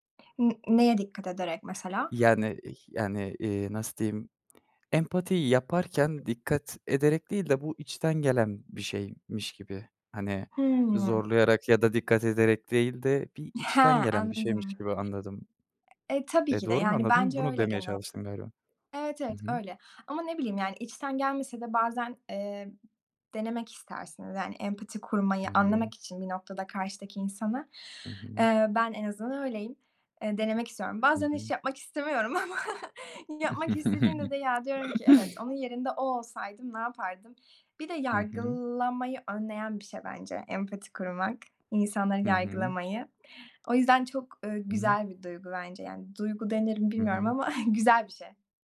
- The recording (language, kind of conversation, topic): Turkish, podcast, Empati kurarken nelere dikkat edersin?
- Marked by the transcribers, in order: other background noise; tapping; laughing while speaking: "ama"; chuckle; chuckle